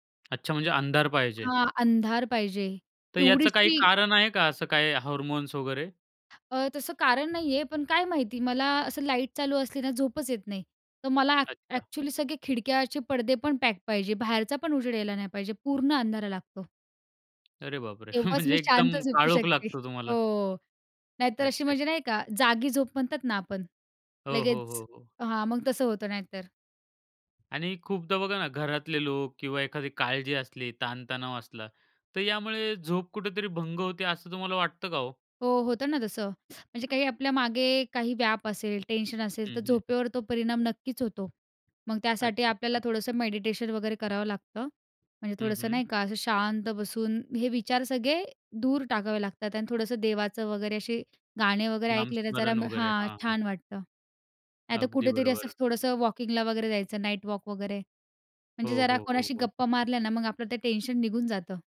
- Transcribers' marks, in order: in English: "हार्मोन्स"; wind; in English: "एक्चुअली"; in English: "पॅक"; surprised: "अरे बापरे! म्हणजे एकदम काळोख लागतो तुम्हाला"; laughing while speaking: "म्हणजे एकदम काळोख लागतो तुम्हाला"; laughing while speaking: "शांत झोपू शकते"; in English: "टेन्शन"; in English: "मेडिटेशन"; in English: "वॉकिंग"; in English: "नाईट वॉक"; in English: "टेन्शन"
- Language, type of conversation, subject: Marathi, podcast, झोप सुधारण्यासाठी तुम्ही कोणते साधे उपाय वापरता?